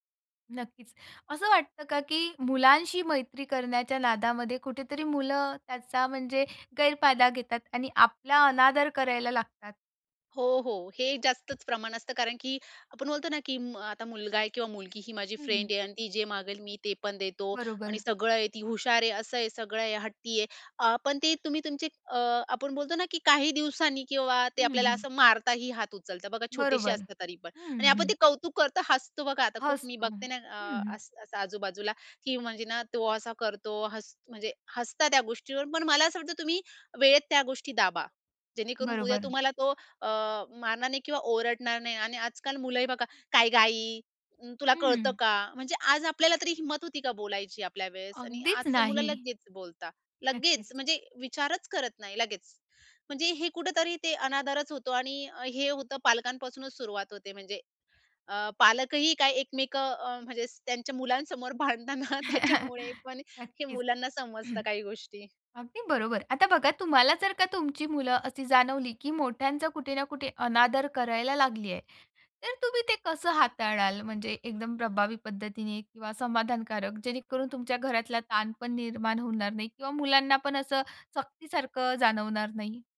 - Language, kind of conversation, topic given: Marathi, podcast, तुमच्या कुटुंबात आदर कसा शिकवतात?
- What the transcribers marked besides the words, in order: in English: "फ्रेंड"; put-on voice: "काय ग आई? अ, तुला कळतं का?"; laughing while speaking: "भांडतात ना त्याच्यामुळे"; chuckle; throat clearing